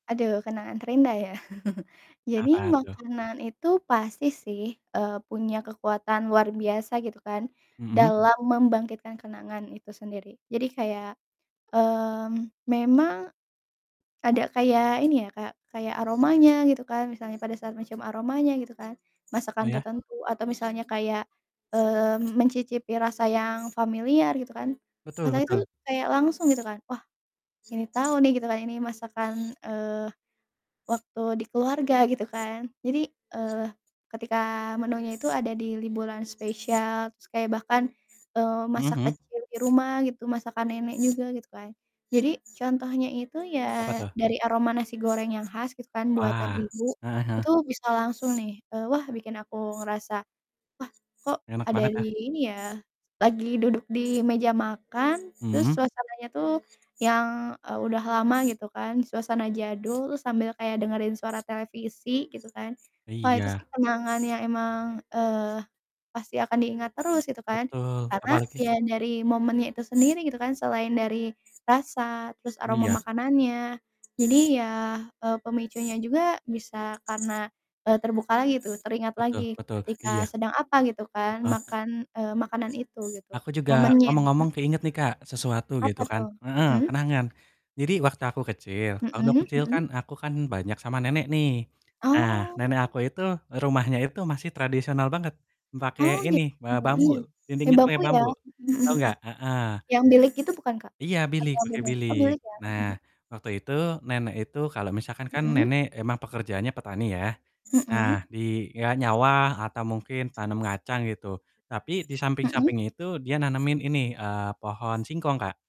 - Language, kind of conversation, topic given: Indonesian, unstructured, Bagaimana makanan memengaruhi kenangan terindahmu?
- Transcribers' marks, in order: chuckle; mechanical hum; other background noise; distorted speech